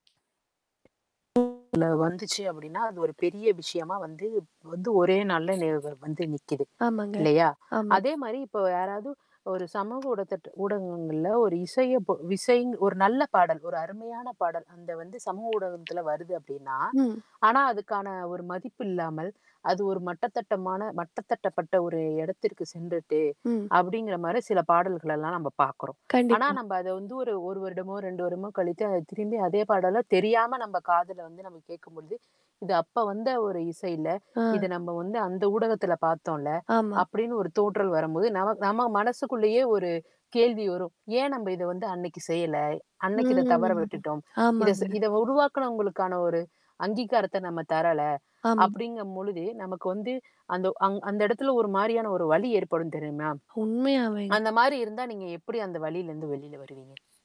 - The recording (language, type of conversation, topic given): Tamil, podcast, சமூக ஊடகங்கள் உங்கள் இசை ரசனையைப் பாதிக்கிறதா?
- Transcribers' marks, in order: tapping; static; other noise; mechanical hum; distorted speech; other background noise; drawn out: "ம்"